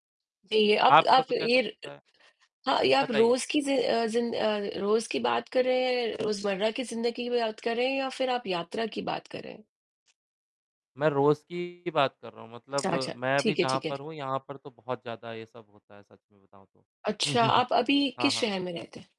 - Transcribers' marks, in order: static; distorted speech; chuckle; other background noise
- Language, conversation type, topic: Hindi, unstructured, आपके हिसाब से यात्रा के दौरान आपको सबसे ज़्यादा किस बात पर गुस्सा आता है?